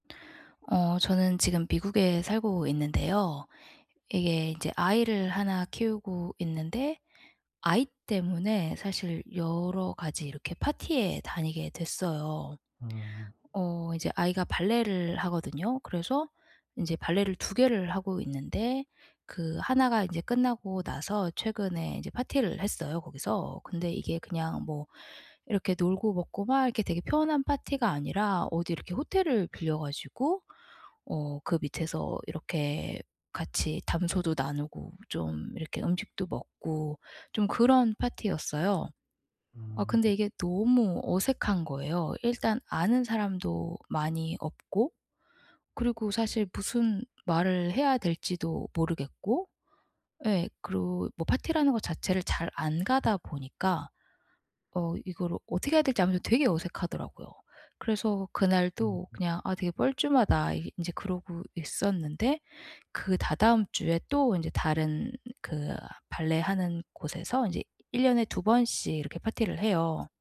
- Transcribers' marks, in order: tapping; other background noise
- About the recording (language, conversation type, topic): Korean, advice, 파티에서 혼자라고 느껴 어색할 때는 어떻게 하면 좋을까요?